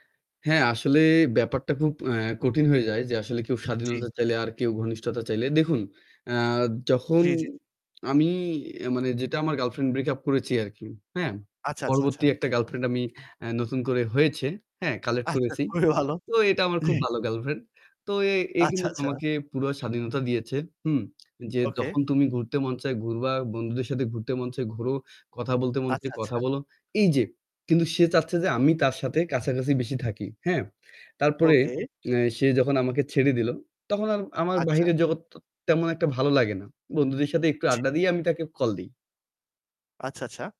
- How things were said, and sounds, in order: static; drawn out: "আসলে"; distorted speech; laughing while speaking: "আচ্ছা খুবই ভালো"; chuckle; laughing while speaking: "গার্লফ্রেন্ড"; other background noise; lip smack
- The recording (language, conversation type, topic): Bengali, unstructured, তোমার মতে একটি সম্পর্কের মধ্যে কতটা স্বাধীনতা থাকা প্রয়োজন?